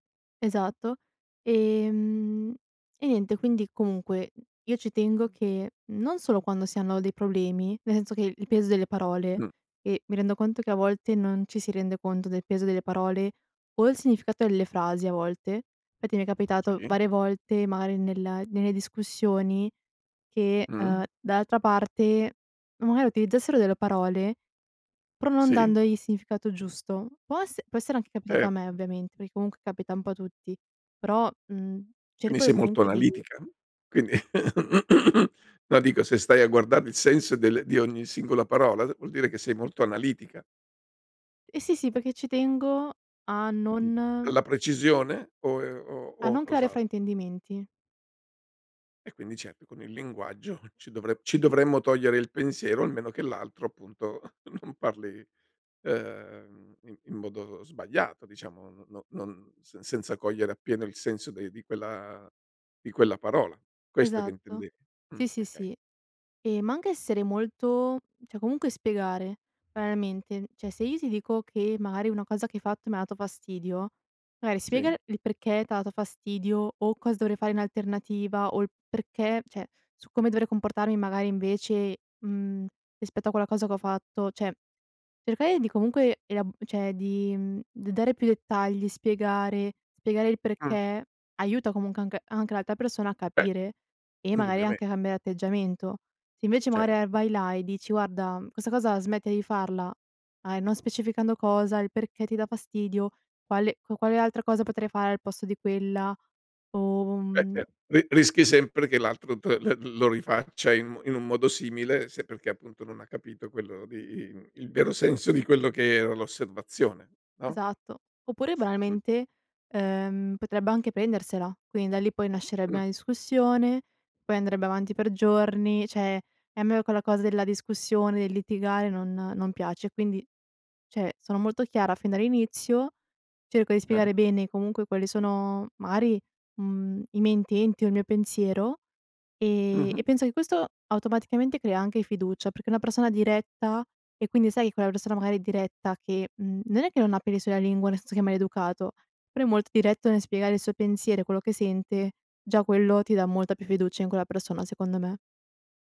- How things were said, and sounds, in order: "senso" said as "senzo"; "magari" said as "maari"; other background noise; chuckle; throat clearing; laughing while speaking: "linguaggio"; laughing while speaking: "non"; "cioè" said as "ceh"; "cioè" said as "ceh"; "cioè" said as "ceh"; "Cioè" said as "ceh"; "cioè" said as "ceh"; unintelligible speech; laughing while speaking: "l'el"; "banalmente" said as "banamente"; "cioè" said as "ceh"; "cioè" said as "ceh"; "senso" said as "sezo"
- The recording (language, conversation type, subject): Italian, podcast, Perché la chiarezza nelle parole conta per la fiducia?